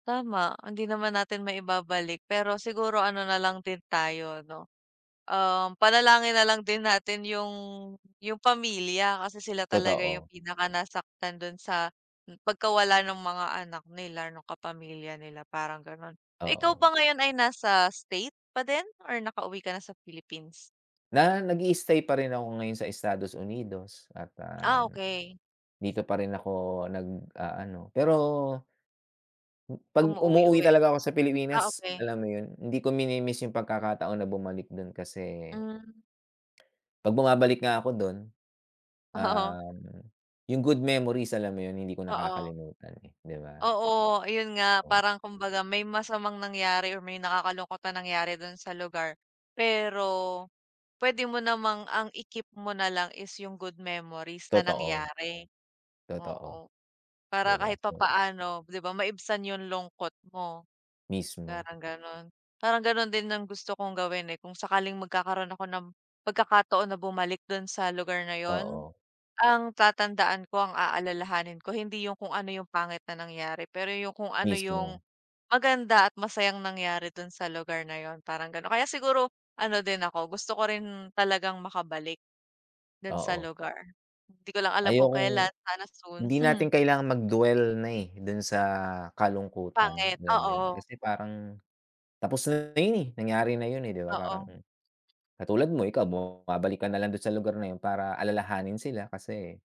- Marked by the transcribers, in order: other background noise; laughing while speaking: "Oo"; chuckle
- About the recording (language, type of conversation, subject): Filipino, unstructured, Ano ang pinakamalungkot mong alaala sa isang lugar na gusto mong balikan?